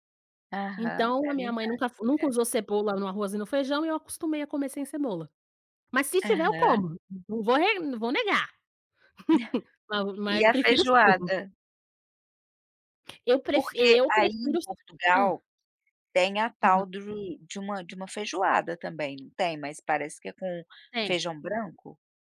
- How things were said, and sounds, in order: chuckle
- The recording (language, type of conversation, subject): Portuguese, podcast, Como a comida expressa suas raízes culturais?